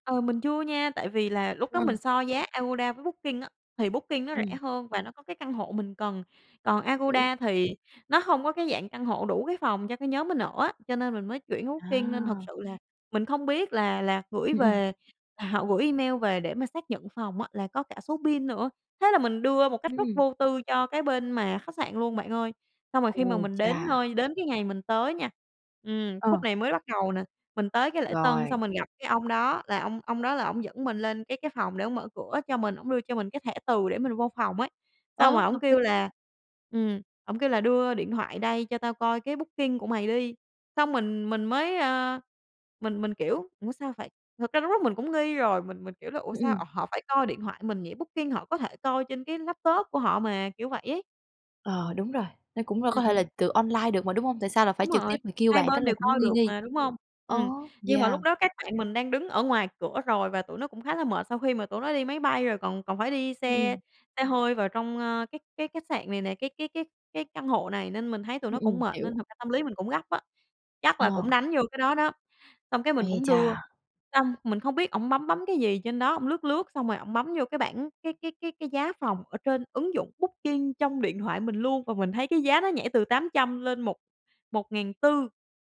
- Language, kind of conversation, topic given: Vietnamese, podcast, Bạn rút ra bài học gì từ lần bị lừa đảo khi đi du lịch?
- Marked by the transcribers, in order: other background noise; in English: "P-I-N"; tapping; in English: "booking"; in English: "booking"